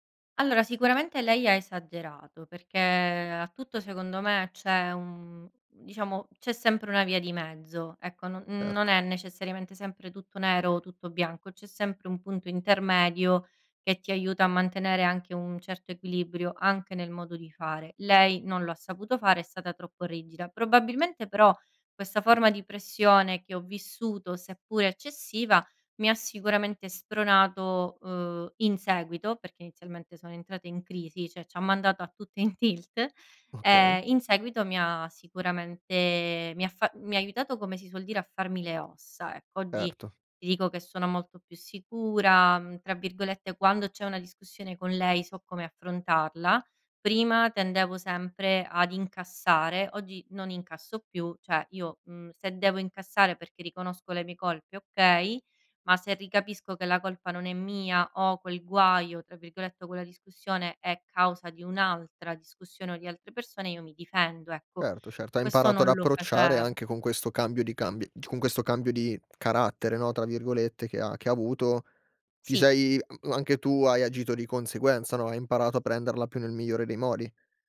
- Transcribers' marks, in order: "cioè" said as "ceh"; "cioè" said as "ceh"
- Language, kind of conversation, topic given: Italian, podcast, Hai un capo che ti fa sentire subito sicuro/a?